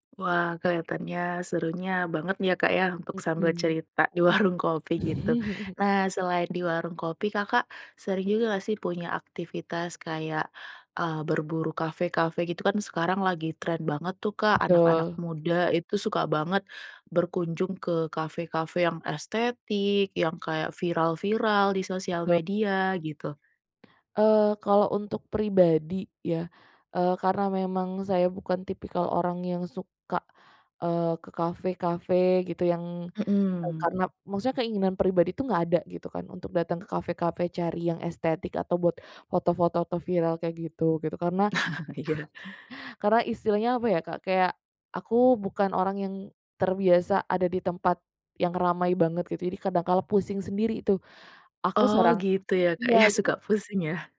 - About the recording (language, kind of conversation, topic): Indonesian, podcast, Menurutmu, mengapa orang suka berkumpul di warung kopi atau lapak?
- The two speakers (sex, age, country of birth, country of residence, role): female, 25-29, Indonesia, Indonesia, guest; female, 30-34, Indonesia, Indonesia, host
- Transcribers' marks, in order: laughing while speaking: "di"; chuckle; tapping; chuckle; laughing while speaking: "Iya"; chuckle